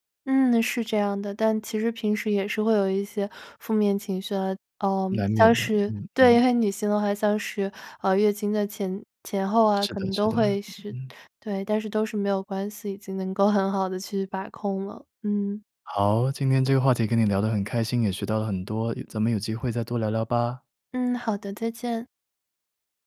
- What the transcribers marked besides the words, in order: none
- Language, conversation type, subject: Chinese, podcast, 你平时怎么处理突发的负面情绪？